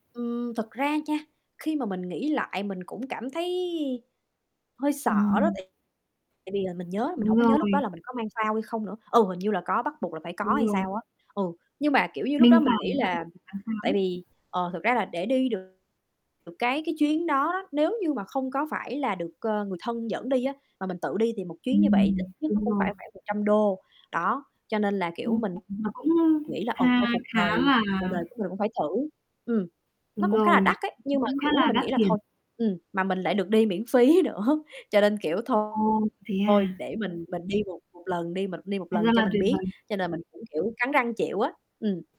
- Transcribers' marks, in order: distorted speech; static; tapping; laughing while speaking: "miễn phí"
- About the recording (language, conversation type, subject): Vietnamese, unstructured, Bạn muốn thử thách bản thân bằng hoạt động phiêu lưu nào?